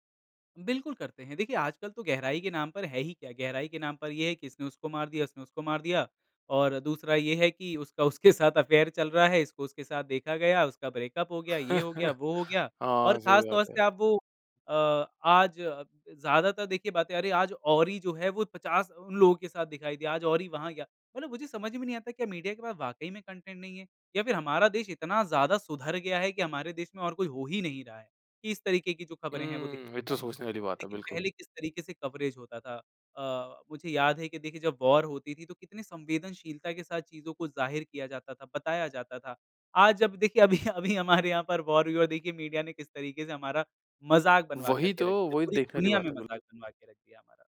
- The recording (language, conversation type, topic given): Hindi, podcast, तुम्हारे मुताबिक़ पुराने मीडिया की कौन-सी बात की कमी आज महसूस होती है?
- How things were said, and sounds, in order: chuckle; in English: "अफ़ेयर"; in English: "ब्रेकअप"; chuckle; in English: "कंटेंट"; in English: "कवरेज़"; in English: "वॉर"; laughing while speaking: "अभी-अभी हमारे यहाँ पर वॉर … तरीक़े से हमारा"; in English: "वॉर"